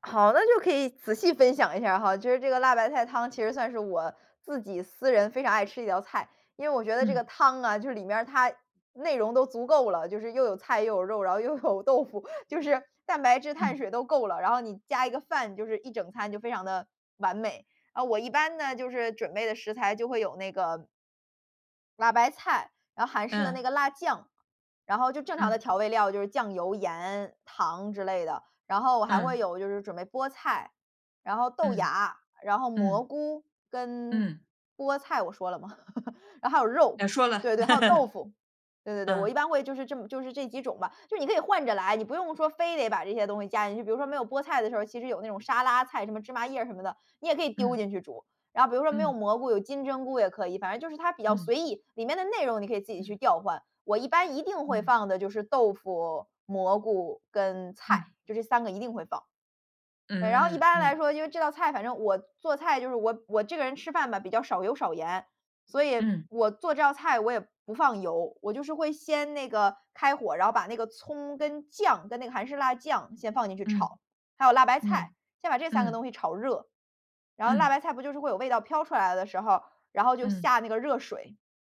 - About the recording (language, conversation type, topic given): Chinese, podcast, 你平时做饭有哪些习惯？
- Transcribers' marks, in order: laughing while speaking: "然后又有豆腐"; laugh; laugh